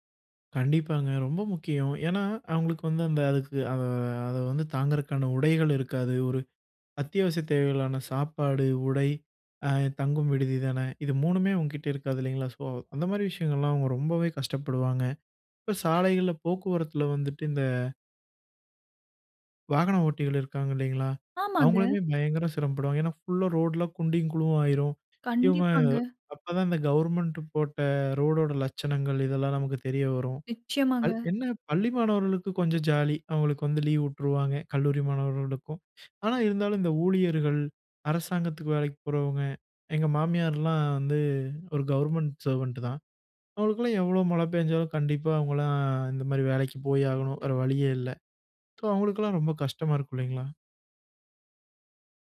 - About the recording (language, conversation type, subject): Tamil, podcast, மழைக்காலம் உங்களை எவ்வாறு பாதிக்கிறது?
- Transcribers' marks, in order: "குழியும்" said as "குழு"; tapping; other background noise; in English: "சோ"